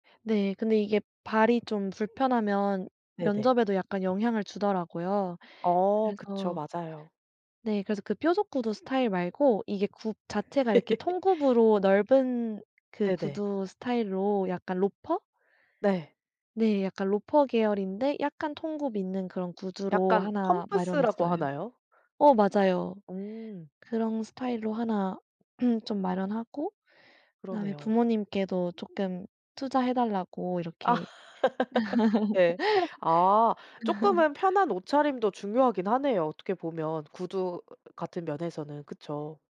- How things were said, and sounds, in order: tapping; laugh; throat clearing; laugh; laugh; other background noise
- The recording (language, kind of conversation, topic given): Korean, podcast, 첫인상을 좋게 하려면 옷은 어떻게 입는 게 좋을까요?